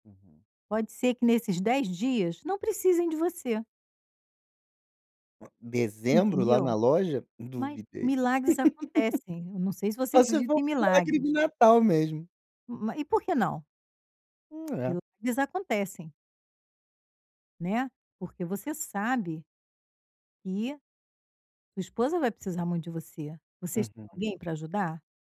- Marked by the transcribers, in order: tapping; laugh
- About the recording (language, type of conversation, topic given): Portuguese, advice, Como posso aprender a dizer não às demandas sem me sentir culpado(a) e evitar o burnout?